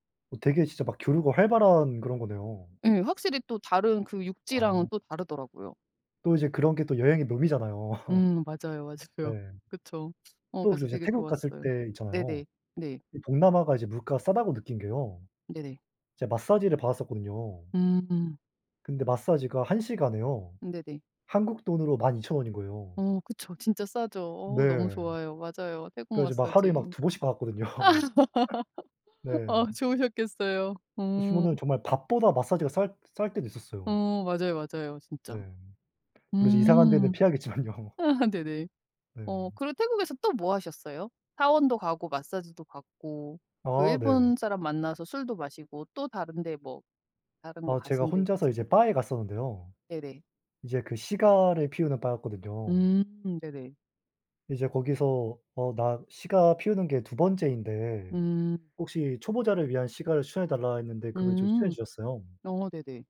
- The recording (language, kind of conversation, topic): Korean, unstructured, 여행지에서 가장 행복했던 감정은 어떤 것이었나요?
- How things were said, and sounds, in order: laughing while speaking: "맞아요"; laugh; other background noise; laughing while speaking: "받았거든요"; laugh; tapping; laugh; laughing while speaking: "피하겠지만요"